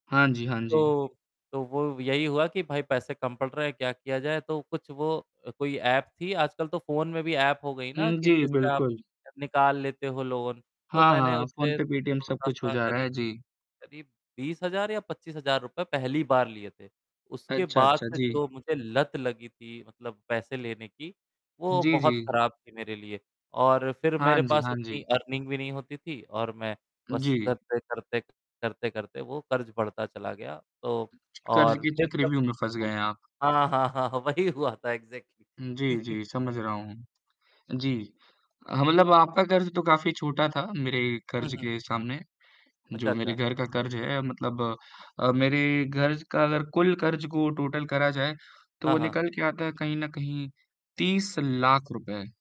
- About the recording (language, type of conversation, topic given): Hindi, unstructured, क्या आपको लगता है कि कर्ज लेना सही है, और क्यों?
- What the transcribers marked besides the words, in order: static; tapping; distorted speech; in English: "लोन"; in English: "अर्निंग"; other background noise; laughing while speaking: "हाँ, वही हुआ था एक्ज़ेक्टली"; in English: "एक्ज़ेक्टली"; chuckle; in English: "टोटल"